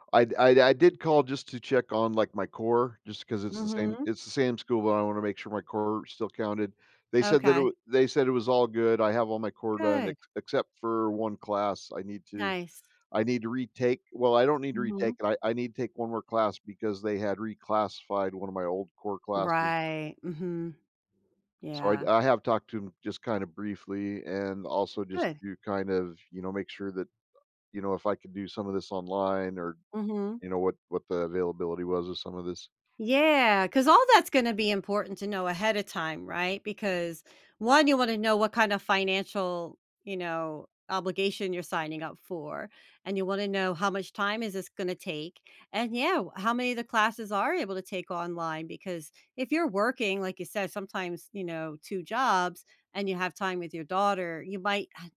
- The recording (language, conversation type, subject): English, advice, How should I decide between major life changes?
- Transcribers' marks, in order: none